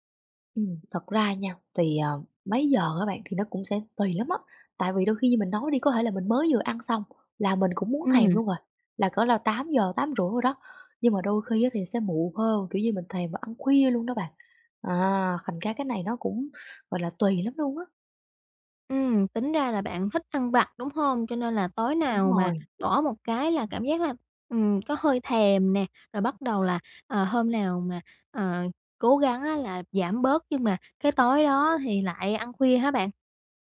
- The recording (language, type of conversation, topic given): Vietnamese, advice, Vì sao bạn khó bỏ thói quen ăn vặt vào buổi tối?
- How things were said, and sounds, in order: "thể" said as "hể"; tapping